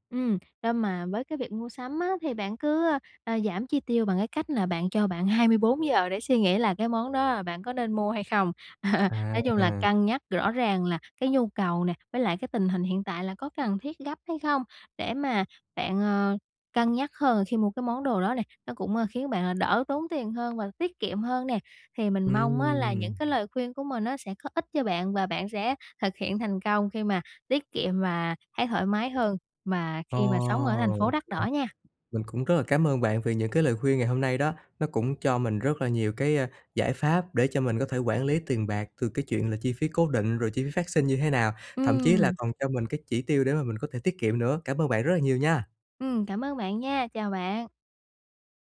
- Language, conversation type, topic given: Vietnamese, advice, Làm thế nào để tiết kiệm khi sống ở một thành phố có chi phí sinh hoạt đắt đỏ?
- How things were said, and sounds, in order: tapping; other background noise; laugh